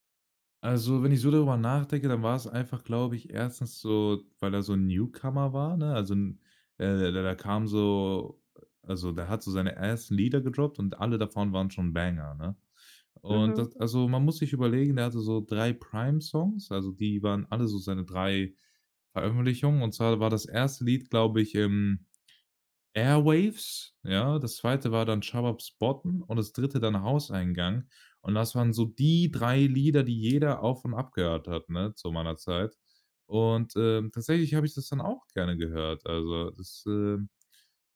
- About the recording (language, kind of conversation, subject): German, podcast, Welche Musik hat deine Jugend geprägt?
- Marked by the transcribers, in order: unintelligible speech; in English: "gedroppt"; in English: "banger"; in English: "Prime"; stressed: "die"